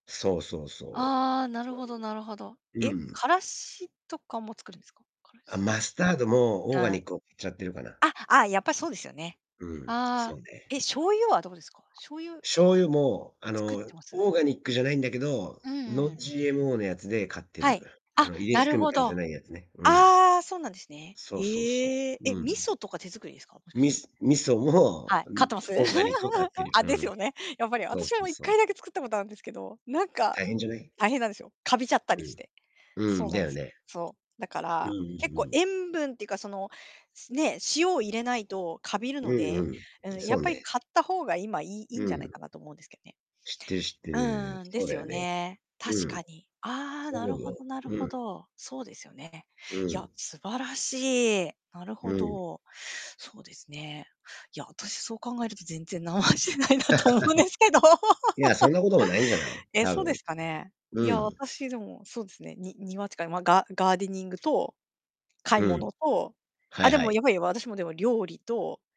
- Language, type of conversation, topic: Japanese, unstructured, 休みの日はどのように過ごすのが好きですか？
- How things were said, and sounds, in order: distorted speech; in English: "Non-GMO"; laughing while speaking: "味噌も"; chuckle; laughing while speaking: "何もしてないなと思うんですけど"; laugh